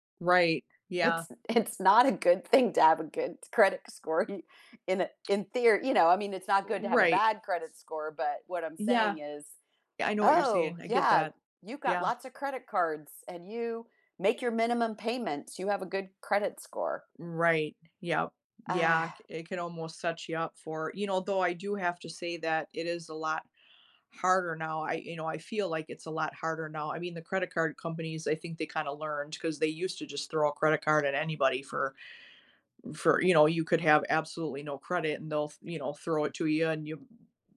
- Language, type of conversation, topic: English, unstructured, Were you surprised by how much debt can grow?
- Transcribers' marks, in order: laughing while speaking: "It's it's not a good thing to have a good credit score"; tapping; other background noise